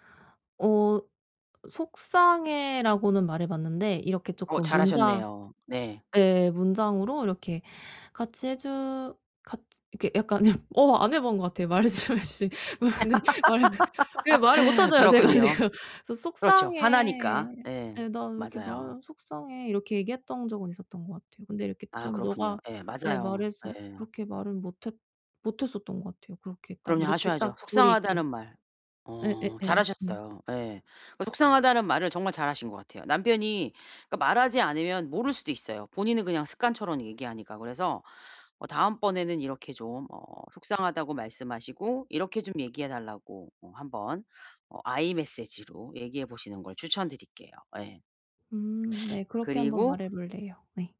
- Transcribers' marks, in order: laughing while speaking: "말씀해주신 것이 어 네. 말하는 건"; laugh; laughing while speaking: "못하잖아요. 제가 지금"; in English: "I Message로"; teeth sucking
- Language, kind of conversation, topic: Korean, advice, 비판을 개인적 공격으로 받아들이지 않으려면 어떻게 해야 하나요?